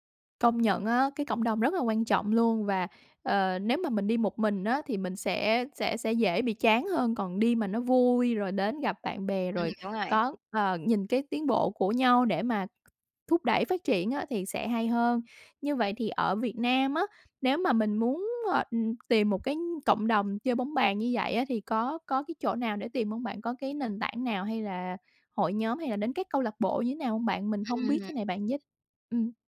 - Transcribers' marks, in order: tapping
- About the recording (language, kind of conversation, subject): Vietnamese, podcast, Bạn có mẹo nào dành cho người mới bắt đầu không?